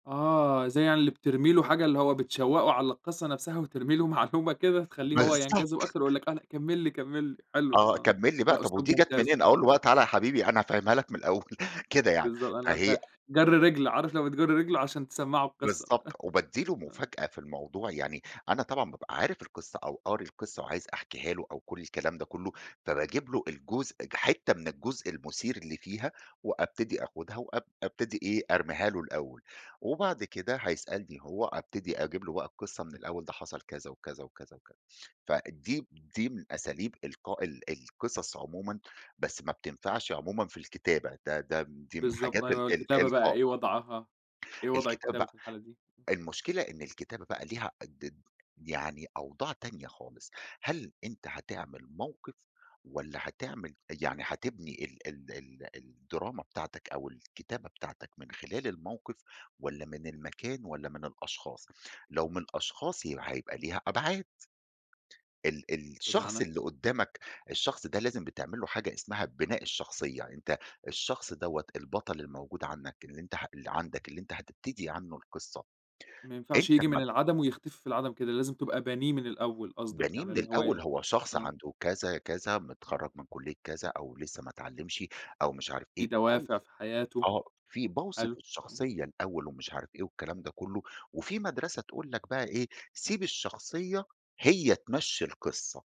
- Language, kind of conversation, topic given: Arabic, podcast, إزاي بتبني حبكة مشوّقة في قصصك؟
- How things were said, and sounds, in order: laughing while speaking: "بالضبط"; chuckle; chuckle; in English: "الدراما"; unintelligible speech